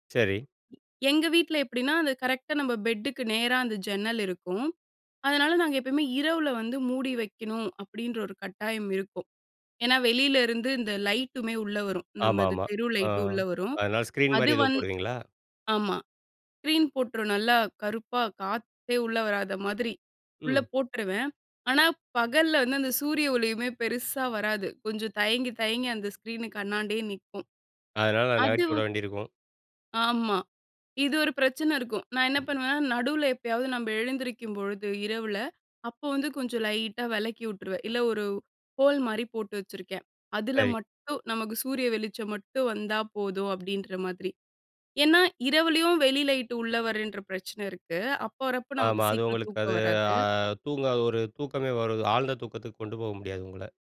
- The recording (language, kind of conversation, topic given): Tamil, podcast, ஒரு நல்ல தூக்கத்துக்கு நீங்கள் என்ன வழிமுறைகள் பின்பற்றுகிறீர்கள்?
- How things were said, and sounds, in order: other noise; in English: "ஸ்கிரீன்"; in English: "ஸ்கிரீன்"; in English: "ஸ்க்ரீன்க்கு"; in English: "ஹோல்"; drawn out: "ஆ"